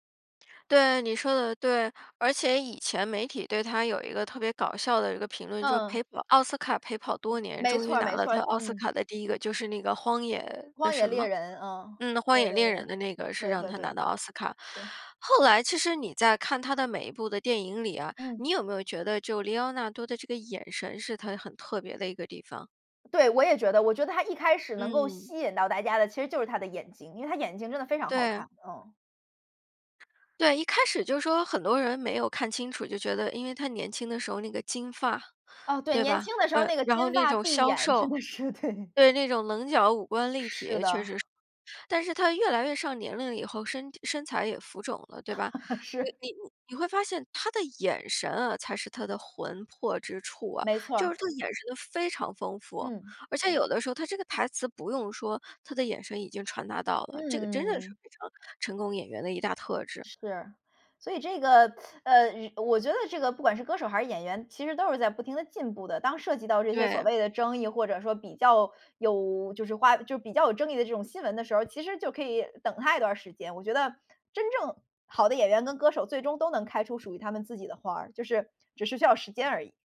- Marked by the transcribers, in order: tapping; other background noise; laughing while speaking: "是，对"; laugh; laughing while speaking: "是"; teeth sucking
- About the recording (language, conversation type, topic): Chinese, podcast, 能聊聊你最喜欢的演员或歌手吗？